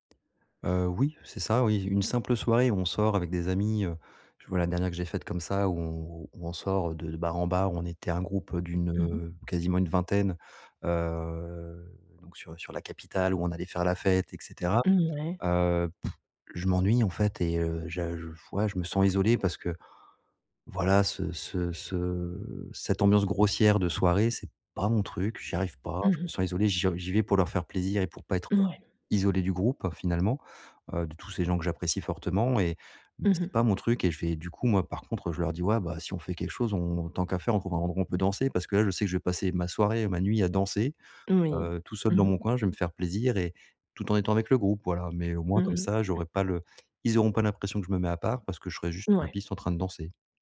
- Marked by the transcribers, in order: drawn out: "heu"; other background noise; throat clearing
- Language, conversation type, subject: French, advice, Comment puis-je me sentir moins isolé(e) lors des soirées et des fêtes ?